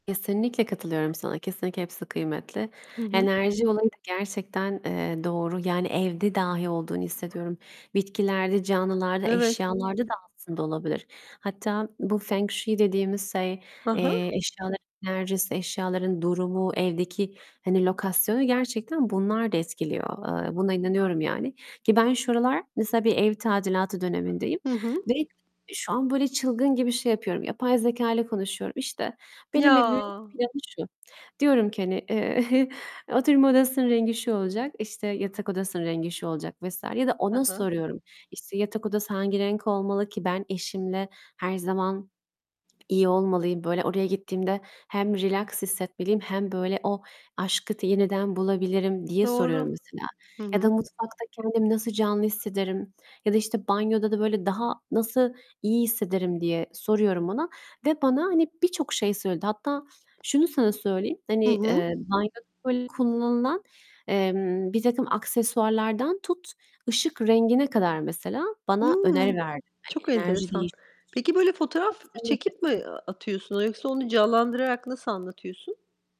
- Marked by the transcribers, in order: other background noise; distorted speech; tapping; in Chinese: "风水"; chuckle; in English: "relax"; unintelligible speech
- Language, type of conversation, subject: Turkish, unstructured, Bir ilişkide iletişim neden önemlidir?